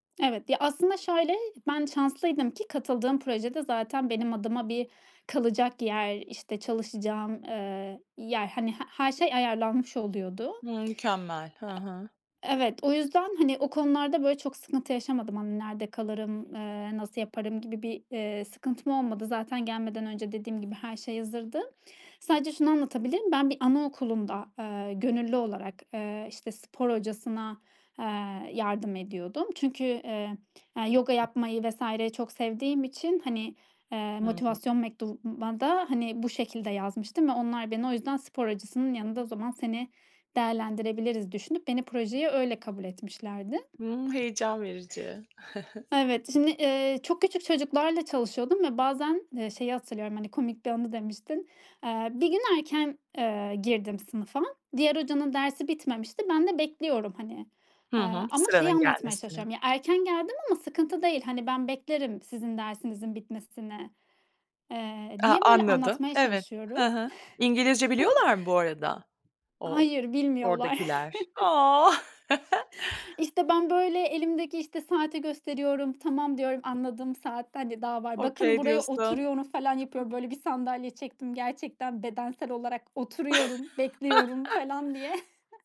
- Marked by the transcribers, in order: tapping; other background noise; chuckle; chuckle; chuckle; laughing while speaking: "A"; chuckle; in English: "Okay"; other noise; chuckle; chuckle
- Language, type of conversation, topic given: Turkish, podcast, Başka bir şehre taşınmak seni hangi yönlerden olgunlaştırdı?